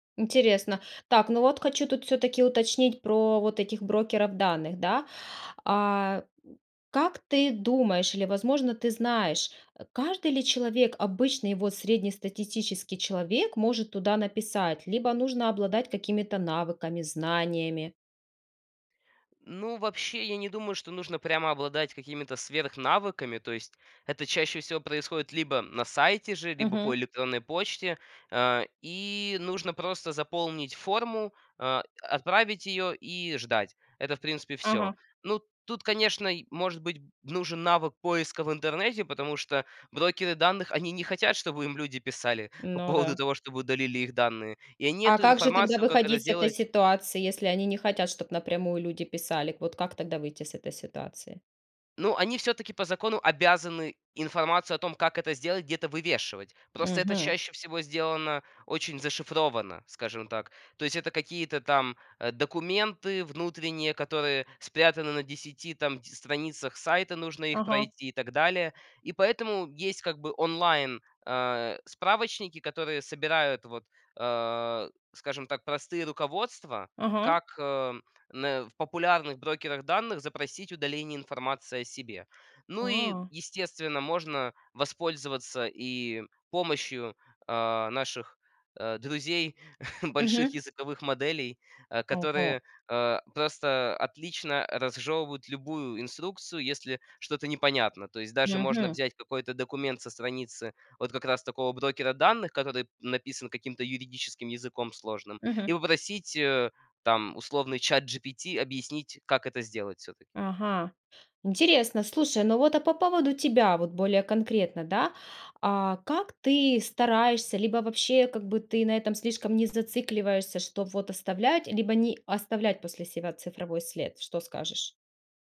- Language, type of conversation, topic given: Russian, podcast, Что важно помнить о цифровом следе и его долговечности?
- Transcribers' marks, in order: other background noise; tapping; chuckle